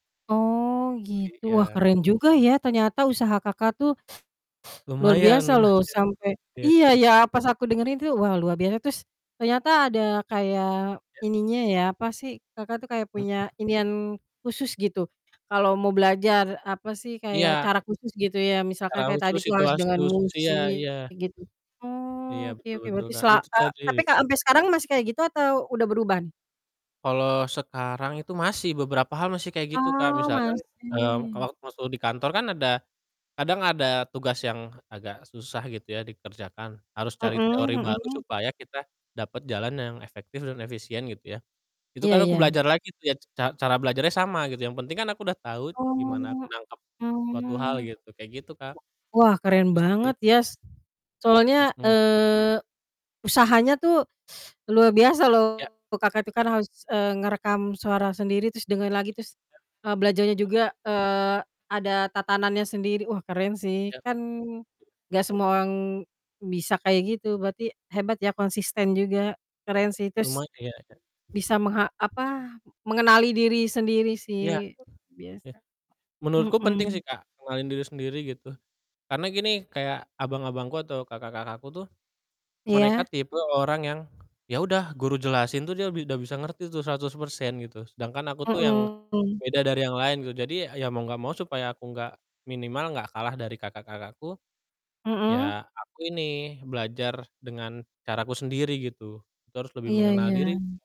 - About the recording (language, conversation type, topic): Indonesian, unstructured, Apa pengalaman belajar paling menyenangkan yang pernah kamu alami?
- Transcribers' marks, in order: distorted speech; sniff; laughing while speaking: "lumayan"; other background noise; chuckle; static; teeth sucking; unintelligible speech; mechanical hum